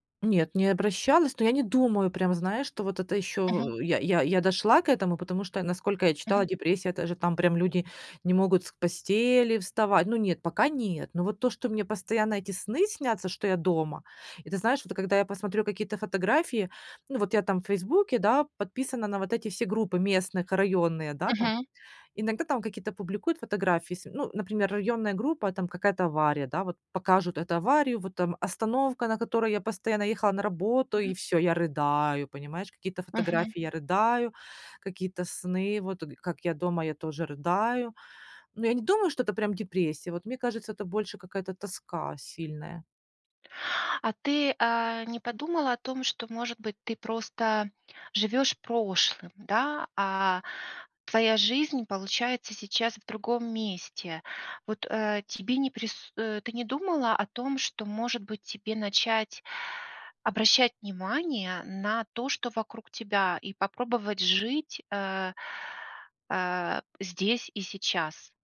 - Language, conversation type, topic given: Russian, advice, Как справиться с одиночеством и тоской по дому после переезда в новый город или другую страну?
- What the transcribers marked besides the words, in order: none